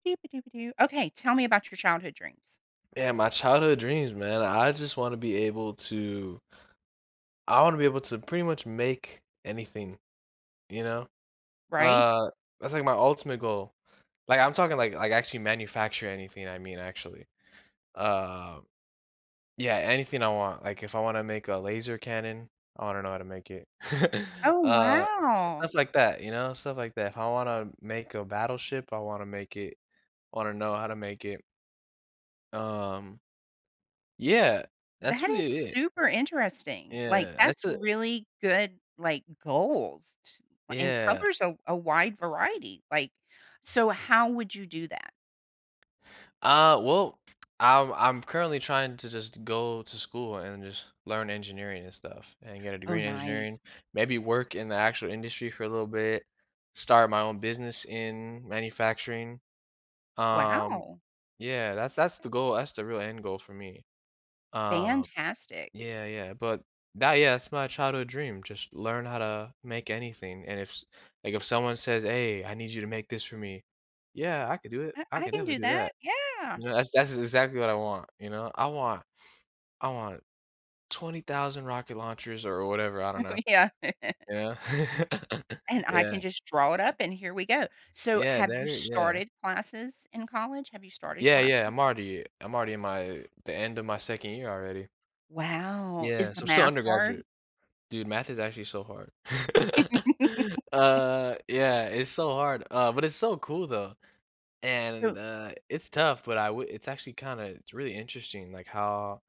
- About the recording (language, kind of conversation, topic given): English, unstructured, How have your childhood dreams influenced your life as an adult?
- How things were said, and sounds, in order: other noise; chuckle; tapping; laughing while speaking: "Oh, yeah"; chuckle; laugh